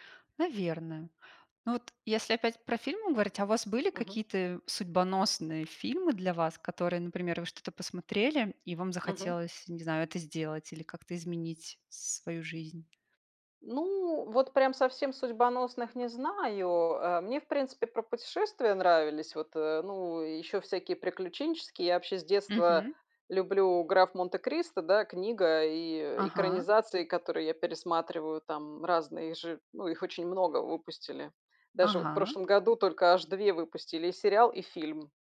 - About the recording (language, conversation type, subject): Russian, unstructured, Какое значение для тебя имеют фильмы в повседневной жизни?
- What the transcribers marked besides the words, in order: tapping